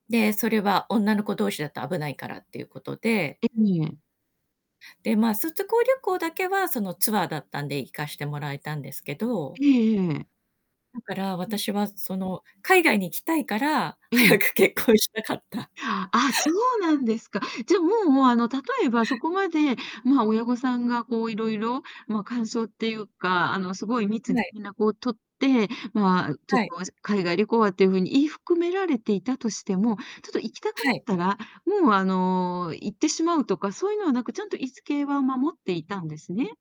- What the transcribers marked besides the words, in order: distorted speech; "卒業" said as "そつこう"; tapping; laughing while speaking: "早く結婚したかった"
- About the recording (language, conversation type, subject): Japanese, podcast, 過干渉になりそうな親とは、どう向き合えばよいですか？